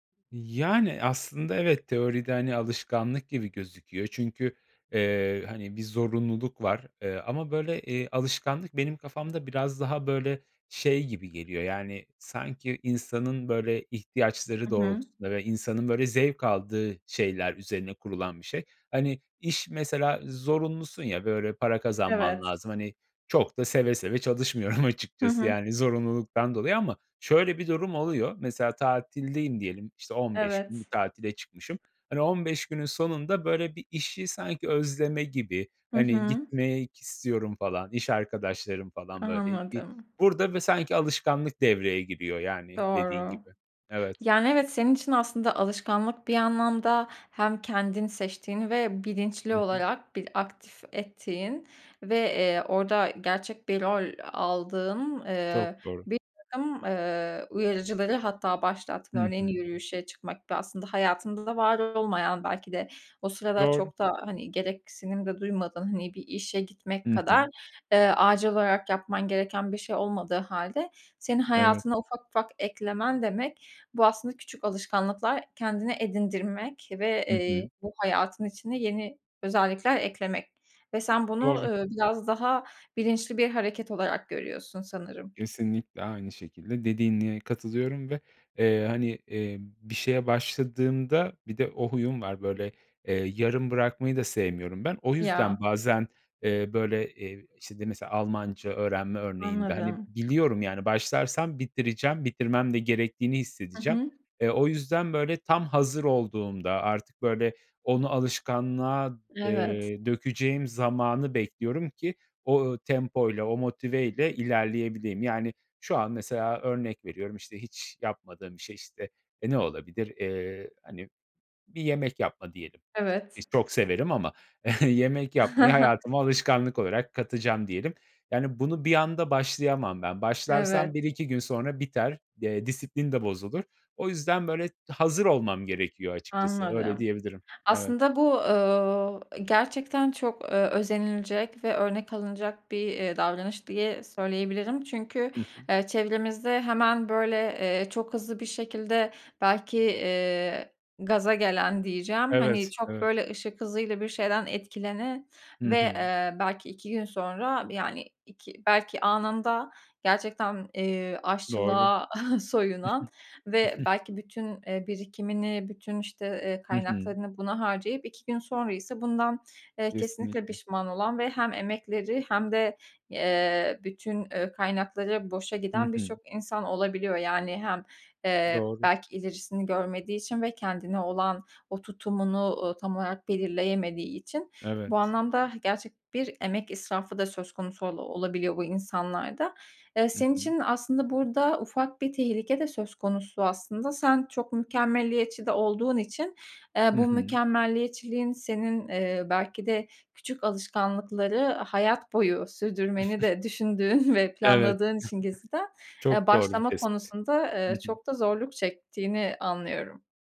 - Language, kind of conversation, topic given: Turkish, podcast, Hayatınızı değiştiren küçük ama etkili bir alışkanlık neydi?
- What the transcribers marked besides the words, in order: laughing while speaking: "açıkçası"; other background noise; tapping; chuckle; chuckle; chuckle; laughing while speaking: "düşündüğün"; chuckle